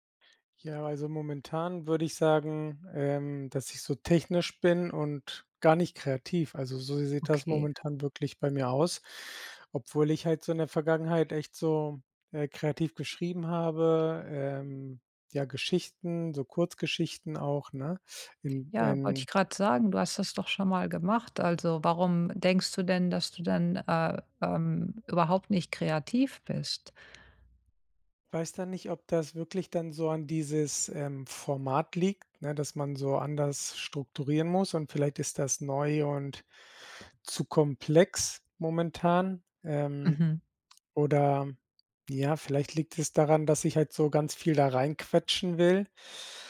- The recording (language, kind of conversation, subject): German, advice, Wie kann ich eine kreative Routine aufbauen, auch wenn Inspiration nur selten kommt?
- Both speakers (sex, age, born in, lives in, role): female, 50-54, Germany, United States, advisor; male, 40-44, Germany, Spain, user
- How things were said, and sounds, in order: none